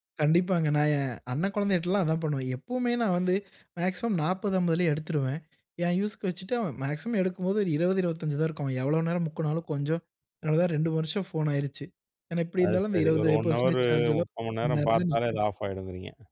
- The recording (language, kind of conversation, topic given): Tamil, podcast, தொலைபேசி பயன்படுத்தும் நேரத்தை குறைக்க நீங்கள் பின்பற்றும் நடைமுறை வழிகள் என்ன?
- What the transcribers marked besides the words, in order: in English: "மேக்ஸிமம்"; other background noise; unintelligible speech